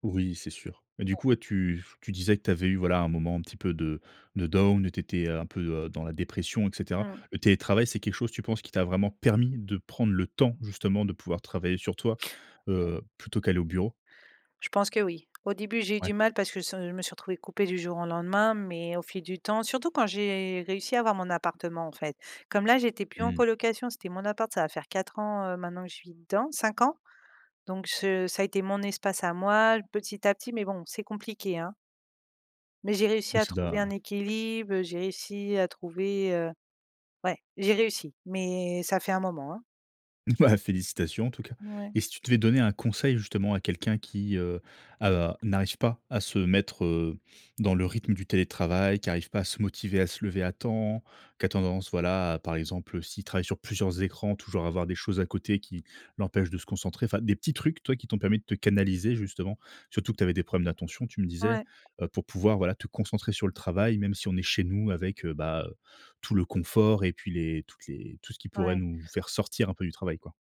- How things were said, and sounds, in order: unintelligible speech; in English: "down"; stressed: "permis"; stressed: "temps"; chuckle; tapping
- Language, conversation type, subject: French, podcast, Quel impact le télétravail a-t-il eu sur ta routine ?